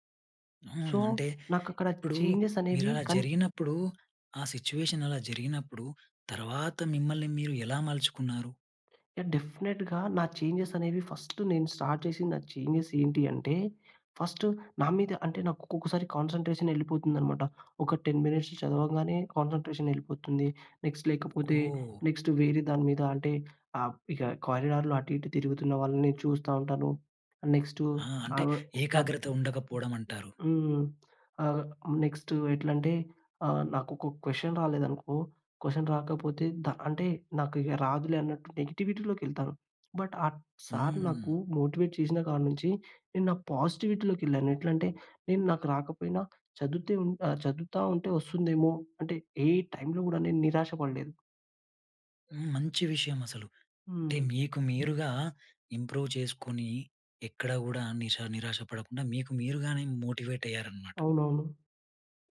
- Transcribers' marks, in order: in English: "సో"; in English: "చేంజెస్"; other background noise; in English: "సిట్యుయేషన్"; in English: "డెఫినిట్‌గా"; in English: "చేంజెస్"; tapping; in English: "ఫస్ట్"; in English: "స్టార్ట్"; in English: "చేంజెస్"; in English: "ఫస్ట్"; in English: "కాన్సంట్రేషన్"; in English: "నెక్స్ట్"; in English: "నెక్స్ట్"; in English: "కారిడార్‌లో"; in English: "క్వశ్చన్"; in English: "క్వశ్చన్"; in English: "బట్"; in English: "సార్"; in English: "మోటివేట్"; in English: "ఇంప్రూవ్"
- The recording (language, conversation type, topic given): Telugu, podcast, మీ పని ద్వారా మీరు మీ గురించి ఇతరులు ఏమి తెలుసుకోవాలని కోరుకుంటారు?